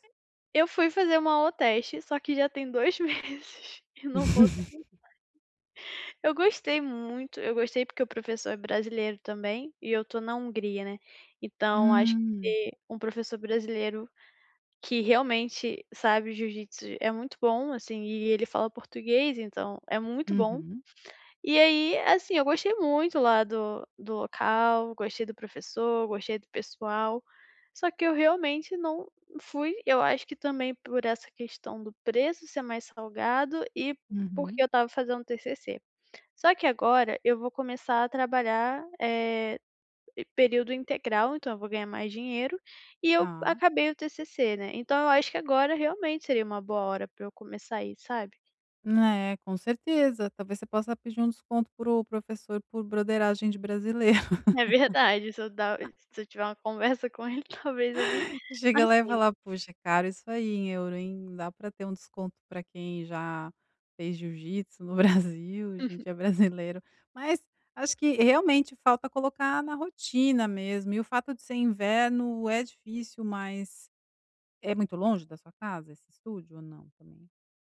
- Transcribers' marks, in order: other background noise; laughing while speaking: "meses e não voltei mais"; laugh; tapping; laugh
- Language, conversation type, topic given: Portuguese, advice, Como posso começar a treinar e criar uma rotina sem ansiedade?